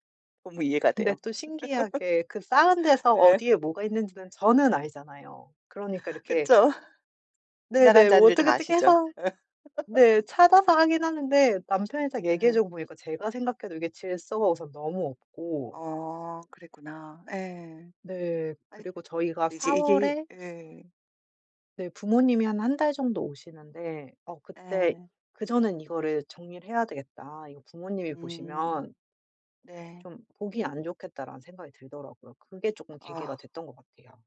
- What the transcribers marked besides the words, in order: laugh; laugh; tapping
- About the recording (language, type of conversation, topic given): Korean, advice, 집안 소지품을 효과적으로 줄이는 방법은 무엇인가요?
- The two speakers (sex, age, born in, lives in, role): female, 35-39, United States, United States, user; female, 40-44, South Korea, South Korea, advisor